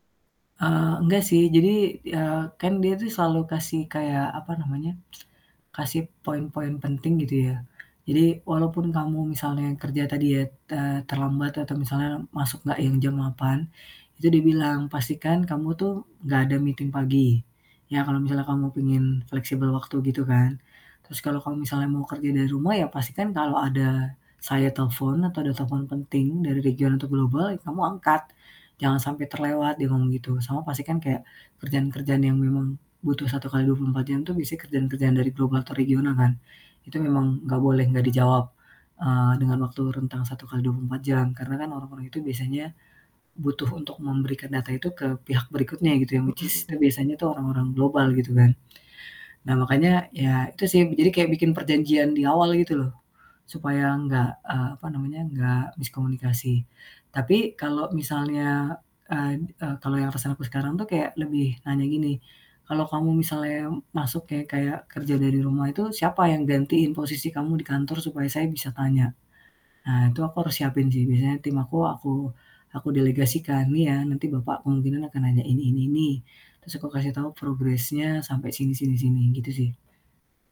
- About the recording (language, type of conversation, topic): Indonesian, podcast, Bagaimana cara membicarakan jam kerja fleksibel dengan atasan?
- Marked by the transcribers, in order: static; tsk; in English: "meeting"; other background noise; in English: "which is"; in English: "progress-nya"